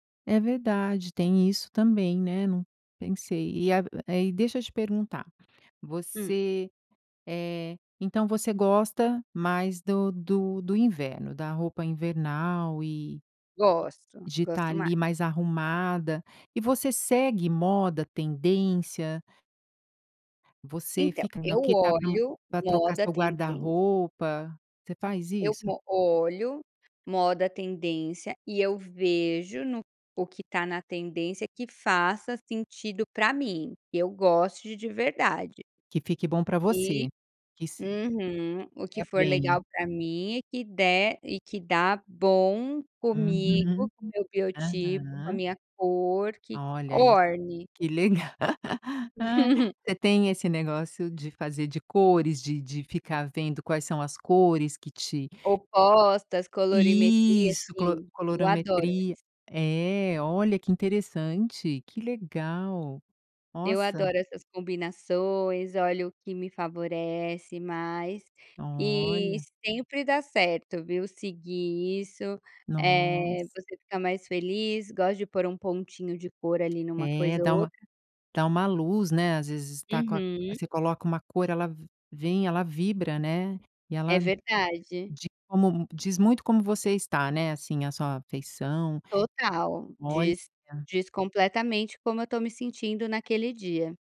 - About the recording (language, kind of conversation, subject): Portuguese, podcast, Qual peça nunca falta no seu guarda-roupa?
- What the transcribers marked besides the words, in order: other background noise; laugh; chuckle